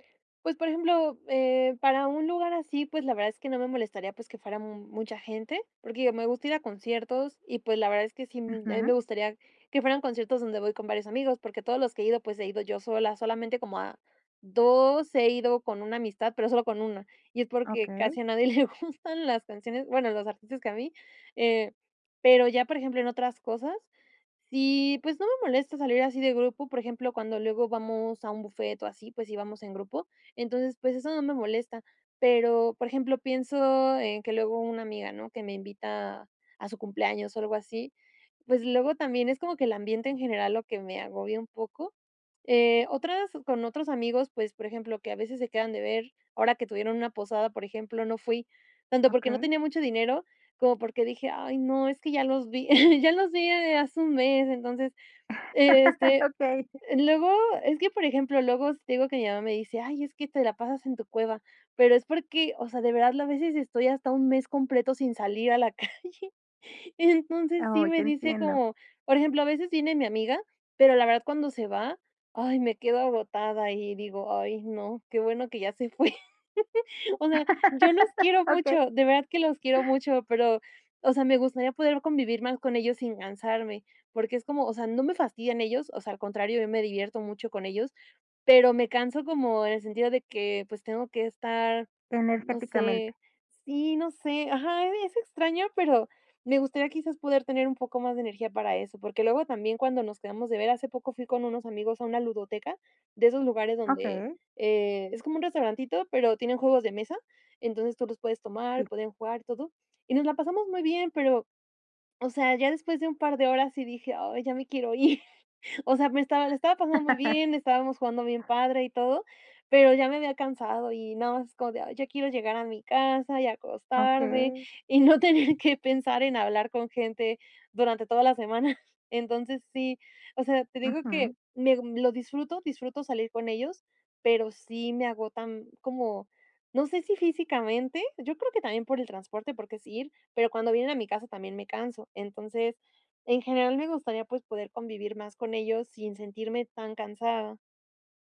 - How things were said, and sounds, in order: laughing while speaking: "le gustan"; laugh; laughing while speaking: "Okey"; chuckle; laughing while speaking: "a la calle"; laugh; laughing while speaking: "Okey"; laugh; swallow; other background noise; laugh; chuckle; laughing while speaking: "y no tener"; chuckle
- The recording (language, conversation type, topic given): Spanish, advice, ¿Cómo puedo manejar la ansiedad en celebraciones con amigos sin aislarme?